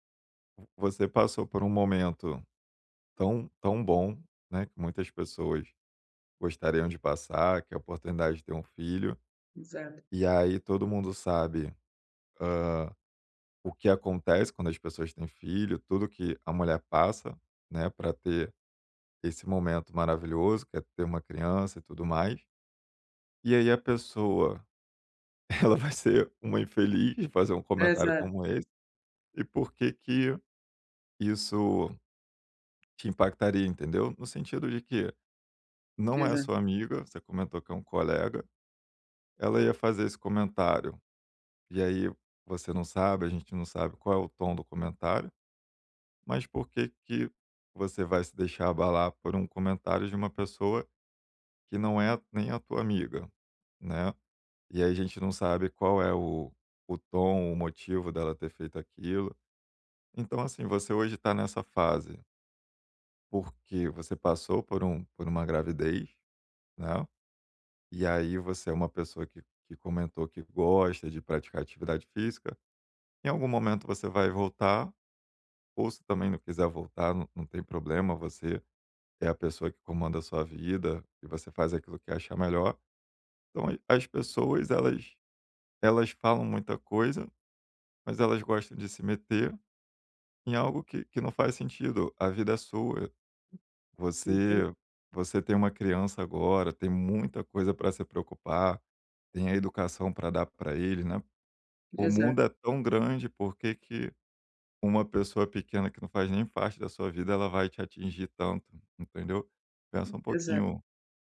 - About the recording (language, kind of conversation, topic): Portuguese, advice, Como posso me sentir mais à vontade em celebrações sociais?
- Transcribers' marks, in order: laughing while speaking: "ela vai ser"; tapping; other background noise